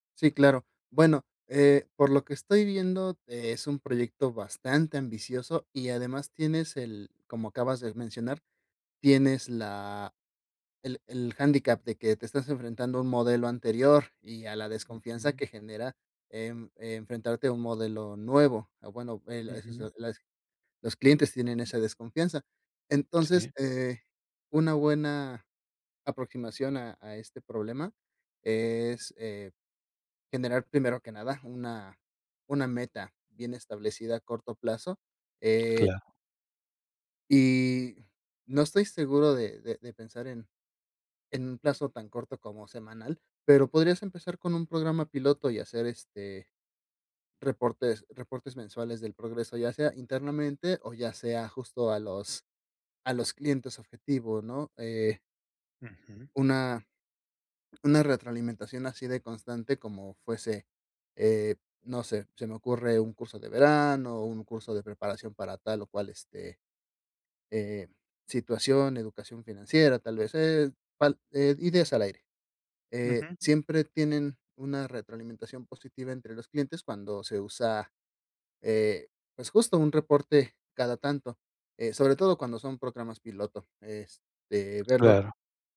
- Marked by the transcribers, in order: in English: "handicap"; tapping
- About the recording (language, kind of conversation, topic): Spanish, advice, ¿Cómo puedo formar y liderar un equipo pequeño para lanzar mi startup con éxito?